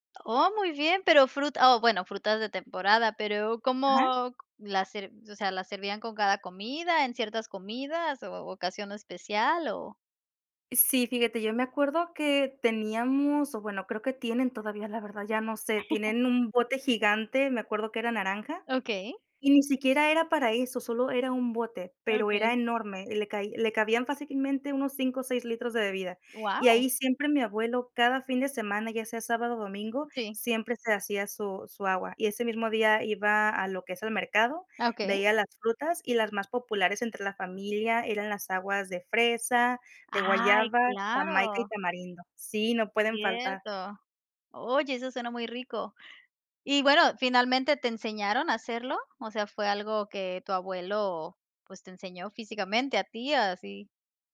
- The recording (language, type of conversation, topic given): Spanish, podcast, ¿Tienes algún plato que aprendiste de tus abuelos?
- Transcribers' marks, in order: laugh; other background noise; tapping